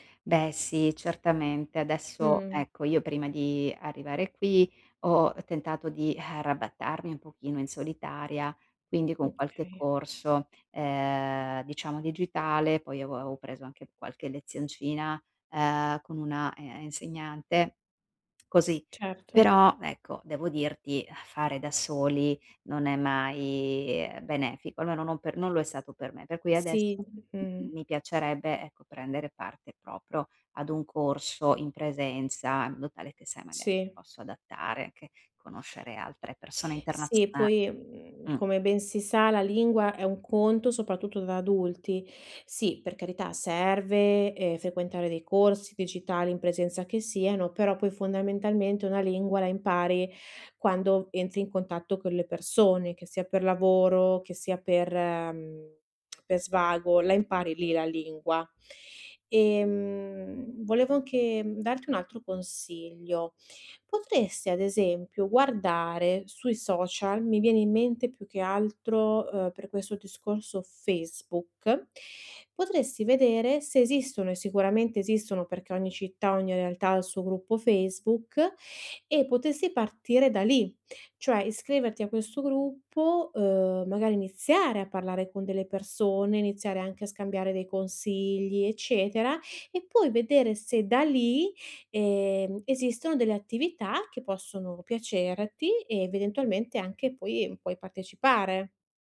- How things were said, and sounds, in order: sigh; "avevo" said as "aeuvo"; sigh; "proprio" said as "propro"; lip smack; "piacerti" said as "piacereti"
- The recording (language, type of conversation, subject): Italian, advice, Come posso creare connessioni significative partecipando ad attività locali nella mia nuova città?